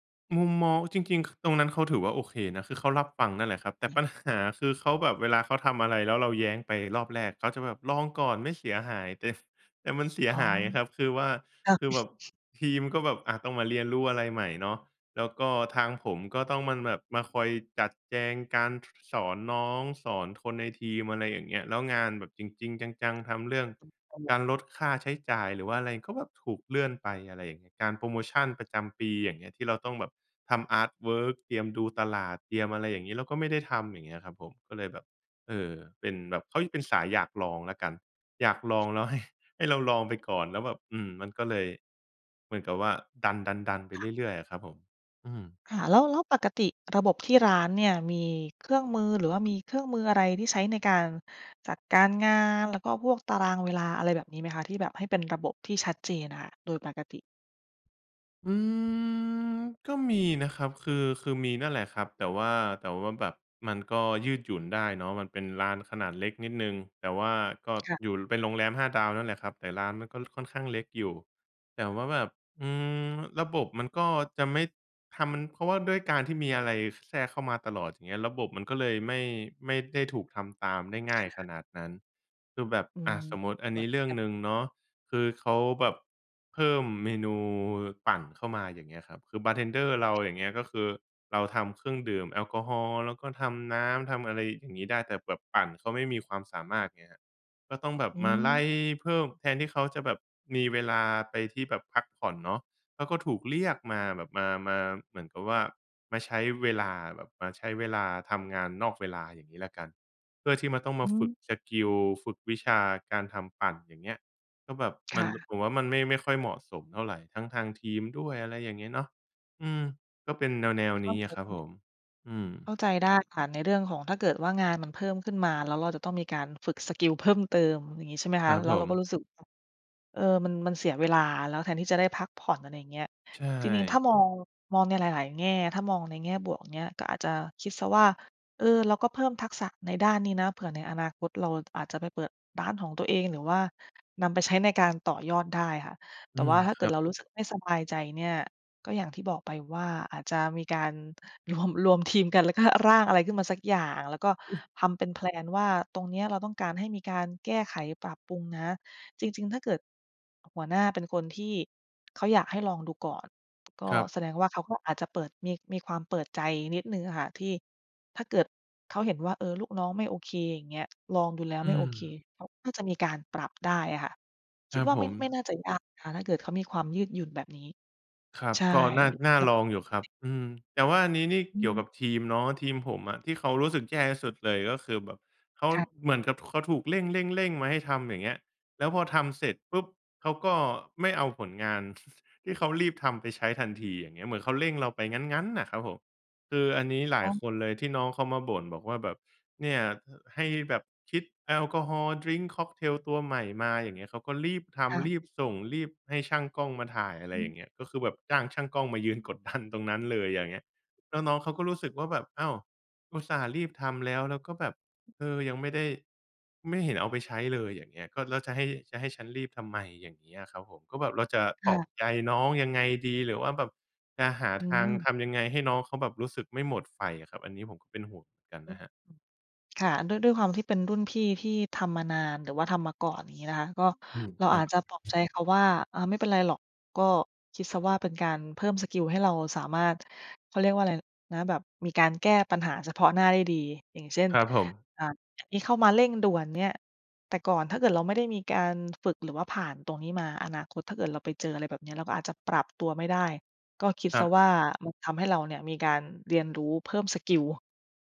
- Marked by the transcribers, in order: chuckle; unintelligible speech; other background noise; laughing while speaking: "ให้"; drawn out: "อืม"; tapping; stressed: "ไล่"; in English: "สกิล"; unintelligible speech; in English: "สกิล"; laughing while speaking: "รวม"; cough; in English: "แพลน"; laughing while speaking: "กดดัน"; other noise; in English: "สกิล"; in English: "สกิล"
- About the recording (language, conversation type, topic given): Thai, advice, ควรทำอย่างไรเมื่อมีแต่งานด่วนเข้ามาตลอดจนทำให้งานสำคัญถูกเลื่อนอยู่เสมอ?